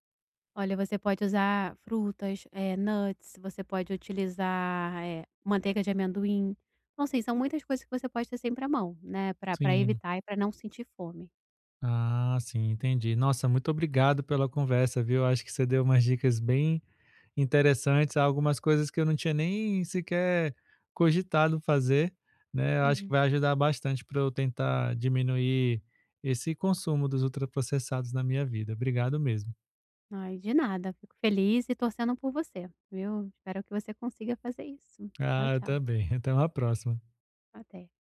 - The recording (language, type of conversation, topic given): Portuguese, advice, Como posso reduzir o consumo diário de alimentos ultraprocessados na minha dieta?
- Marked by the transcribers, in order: in English: "nuts"